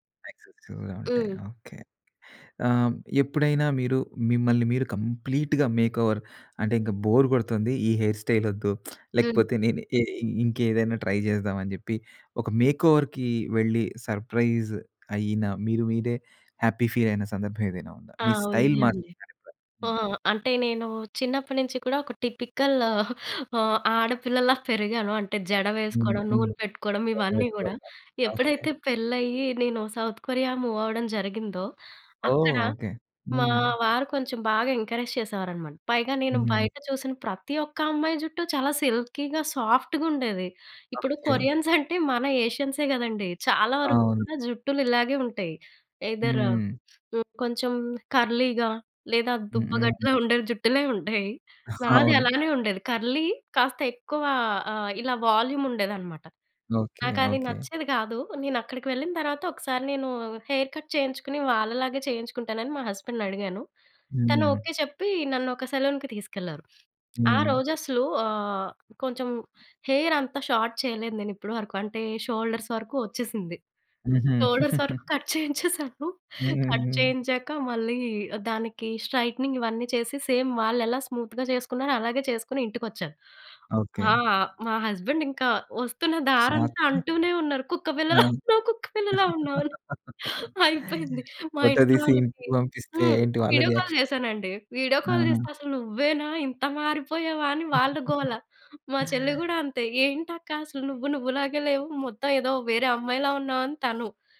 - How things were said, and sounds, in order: in English: "ఎక్సెసివ్‌గా"; in English: "కంప్లీట్‌గా మేక్‌ఓవర్"; in English: "బోర్"; tapping; in English: "హెయిర్ స్టైల్"; lip smack; in English: "ట్రై"; in English: "మేక్‌ఓవర్‌కి"; in English: "సర్ప్రైజ్"; in English: "హ్యాపీ ఫీల్"; in English: "స్టైల్"; unintelligible speech; in English: "టిపికల్"; chuckle; unintelligible speech; in English: "మూవ్"; in English: "ఎంకరేజ్"; in English: "సిల్కీగా, సాఫ్ట్‌గా"; in English: "కొరియన్స్"; giggle; in English: "ఎయ్‌దర్"; other background noise; in English: "కర్లీగా"; in English: "కర్లీ"; in English: "వాల్యూమ్"; in English: "హెయిర్ కట్"; in English: "హస్బెండ్‌ని"; in English: "సెలూన్‍కి"; sniff; in English: "హెయిర్"; in English: "షార్ట్"; in English: "షోల్డర్స్"; in English: "షోల్డర్స్"; laughing while speaking: "కట్ చేయించేసాను"; in English: "కట్"; in English: "కట్"; chuckle; in English: "స్ట్రెయిట్నింగ్"; in English: "సేమ్"; in English: "స్మూత్‍గా"; in English: "హస్బెండ్"; laughing while speaking: "కుక్కపిల్లలా ఉన్నావు. కుక్కపిల్లలా ఉన్నావు అని. అయిపోయింది"; laugh; in English: "ఫోటో"; in English: "వీడియో కాల్"; in English: "రియాక్షన్?"; in English: "వీడియో కాల్"; chuckle
- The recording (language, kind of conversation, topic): Telugu, podcast, బడ్జెట్ పరిమితుల వల్ల మీరు మీ స్టైల్‌లో ఏమైనా మార్పులు చేసుకోవాల్సి వచ్చిందా?